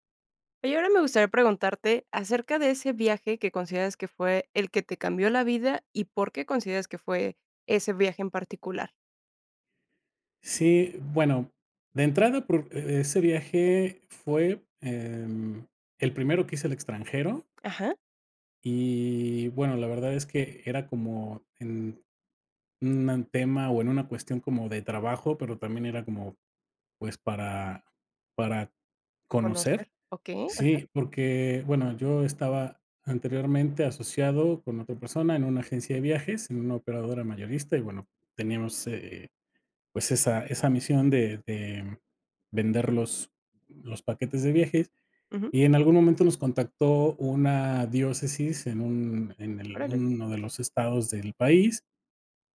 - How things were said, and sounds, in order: none
- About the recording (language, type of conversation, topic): Spanish, podcast, ¿Qué viaje te cambió la vida y por qué?